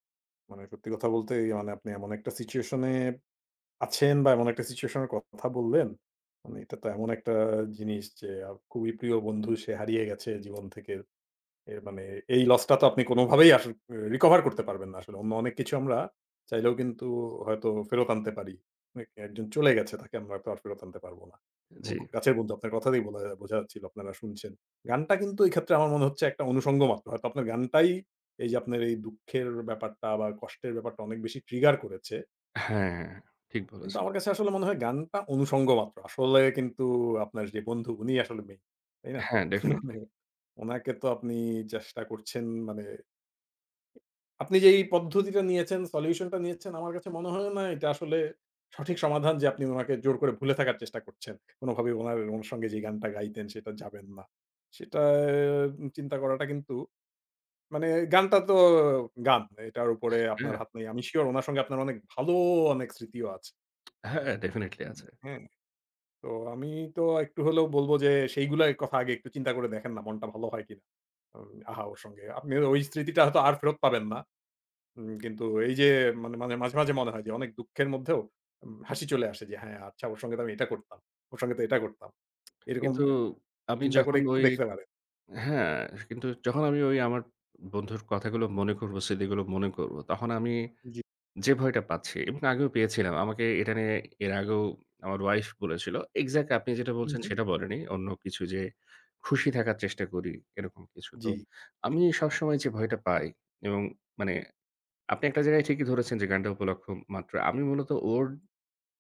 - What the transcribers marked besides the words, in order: tapping; other background noise; laughing while speaking: "মানে"; other noise; unintelligible speech; lip smack
- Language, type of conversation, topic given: Bengali, advice, স্মৃতি, গান বা কোনো জায়গা দেখে কি আপনার হঠাৎ কষ্ট অনুভব হয়?